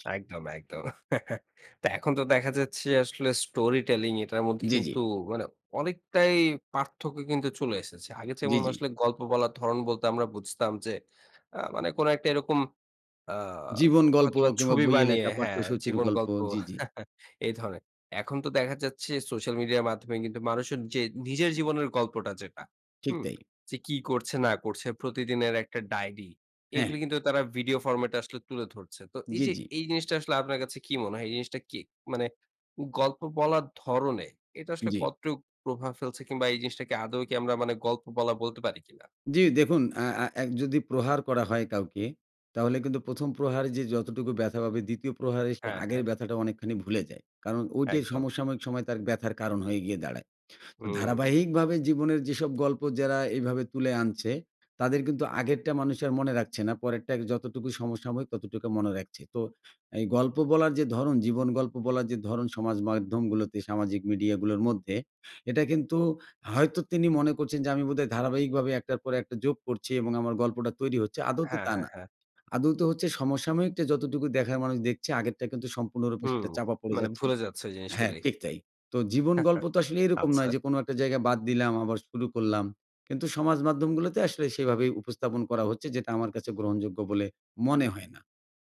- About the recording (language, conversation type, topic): Bengali, podcast, সামাজিক যোগাযোগমাধ্যম কীভাবে গল্প বলার ধরন বদলে দিয়েছে বলে আপনি মনে করেন?
- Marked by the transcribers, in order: chuckle; in English: "স্টোরি টেলিং"; chuckle; in English: "ফরমেট"; tapping; "ঐটা" said as "ঐটে"; chuckle